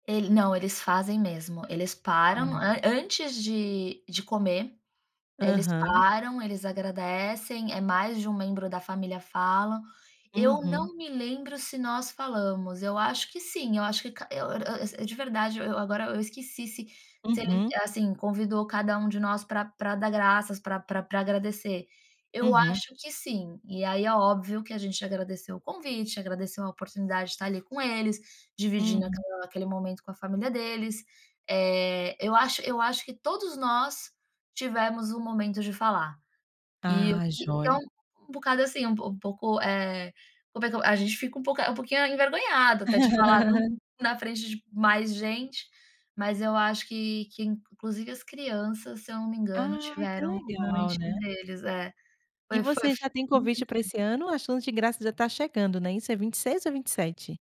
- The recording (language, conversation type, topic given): Portuguese, podcast, Alguma vez foi convidado para comer na casa de um estranho?
- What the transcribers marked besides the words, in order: laugh